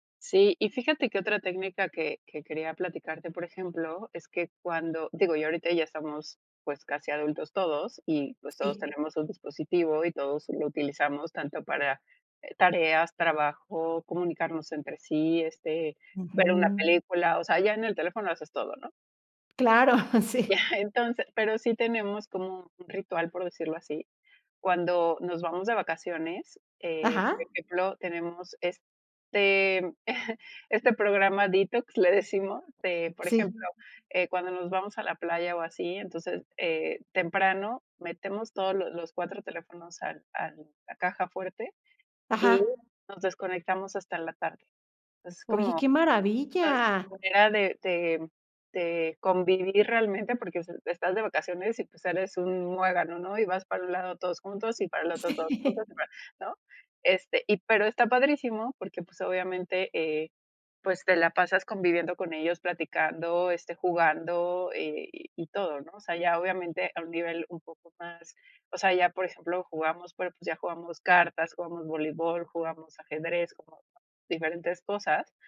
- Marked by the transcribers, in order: laughing while speaking: "Claro"; giggle; other background noise; laughing while speaking: "Sí"
- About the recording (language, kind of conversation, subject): Spanish, podcast, ¿Cómo controlas el uso de pantallas con niños en casa?